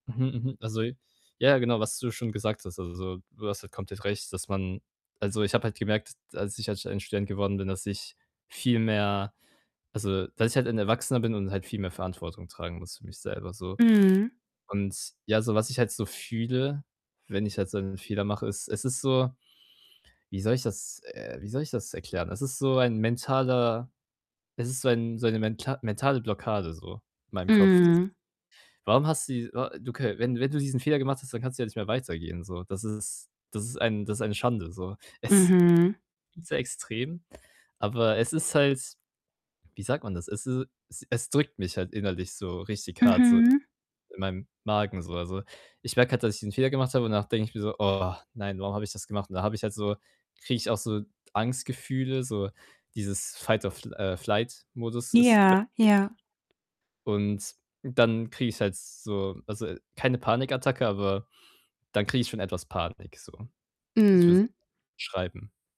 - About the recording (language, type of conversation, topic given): German, advice, Wie kann ich nach einem Rückschlag wieder weitermachen?
- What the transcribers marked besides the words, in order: distorted speech; background speech; other background noise; in English: "Fight or fl äh, Flight Modus"; unintelligible speech; unintelligible speech